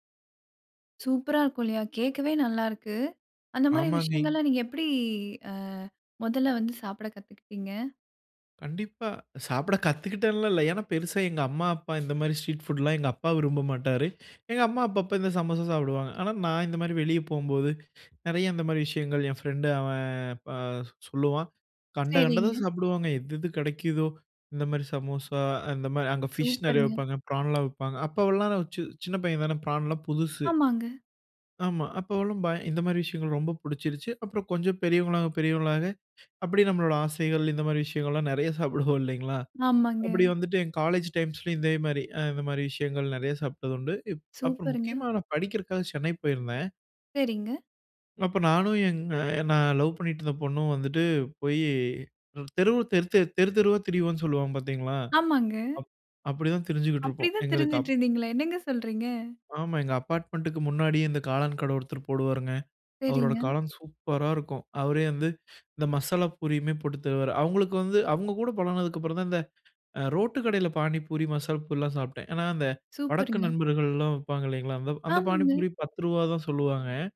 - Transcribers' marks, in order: "ஆமாங்க" said as "ஆமாங்கே"; other background noise; drawn out: "எப்படி"; laughing while speaking: "சாப்பிட கத்துக்கிட்டேன்லாம் இல்ல"; tapping; drawn out: "அவன்"; laughing while speaking: "நிறைய சாப்பிடுவோம் இல்லைங்களா?"; in English: "காலேஜ் டைம்ஸ்‌லும்"; laughing while speaking: "அப்டிதான் திரிஞ்சிட்டு இருந்தீங்களா? என்னங்க சொல்றீங்க ?"
- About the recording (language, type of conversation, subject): Tamil, podcast, அங்குள்ள தெரு உணவுகள் உங்களை முதன்முறையாக எப்படி கவர்ந்தன?